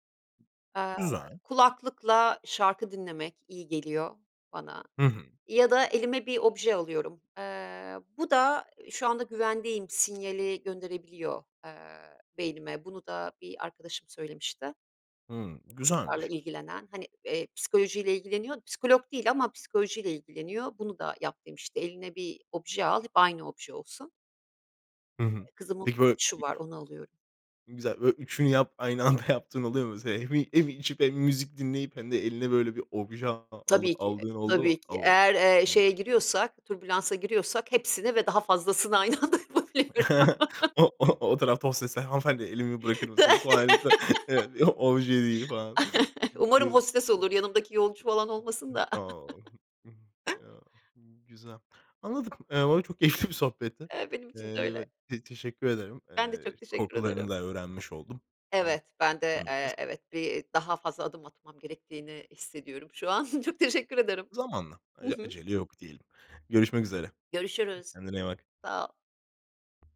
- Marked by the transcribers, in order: other background noise; unintelligible speech; laughing while speaking: "anda yaptığın oluyor mu?"; laughing while speaking: "aynı anda yapabiliyorum"; chuckle; laughing while speaking: "O o o tarafta hostesler … Obje değil falan"; chuckle; chuckle; unintelligible speech; unintelligible speech; other noise; chuckle; laughing while speaking: "keyifli bir sohbetti"; unintelligible speech; chuckle
- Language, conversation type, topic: Turkish, podcast, Korkularınla yüzleşirken hangi adımları atarsın?